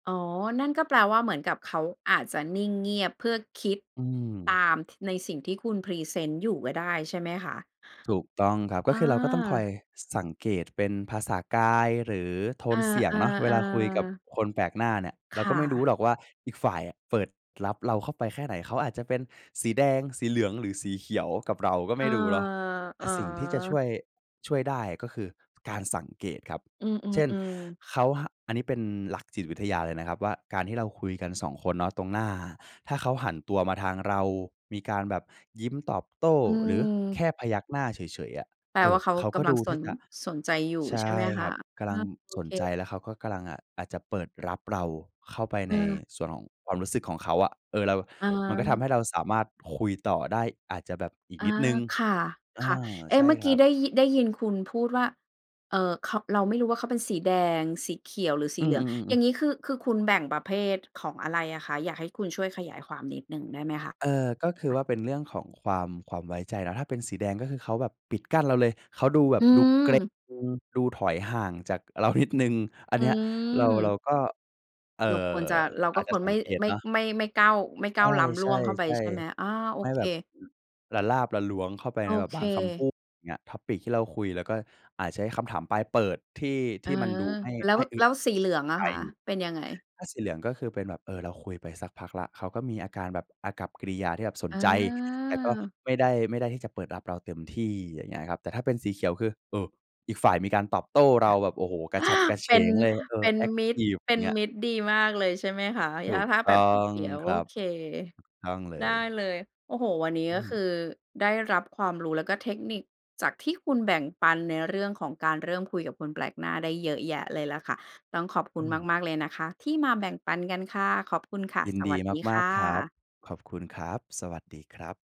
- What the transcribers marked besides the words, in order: "กำลัง" said as "กะลัง"; "กำลัง" said as "กะลัง"; other background noise; in English: "Topic"; tapping
- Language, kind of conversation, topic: Thai, podcast, จะเริ่มคุยกับคนแปลกหน้าอย่างไรให้คุยกันต่อได้?